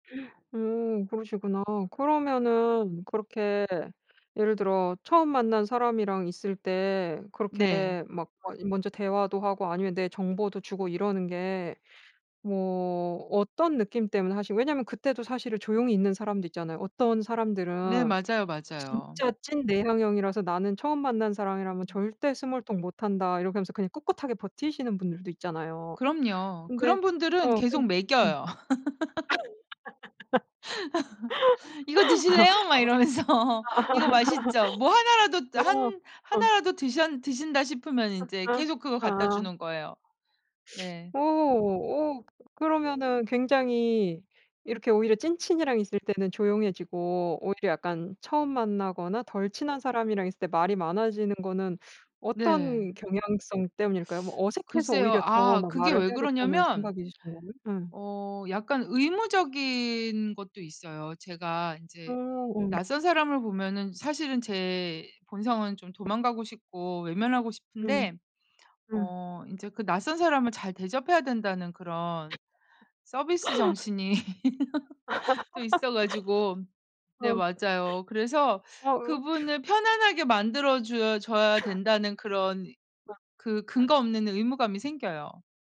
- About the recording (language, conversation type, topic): Korean, podcast, 처음 만난 사람과 자연스럽게 친해지려면 어떻게 해야 하나요?
- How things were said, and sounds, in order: gasp; "먹여요" said as "멕여요"; laugh; laughing while speaking: "이러면서"; other background noise; other noise; laugh; tapping; gasp; laugh; laugh; laugh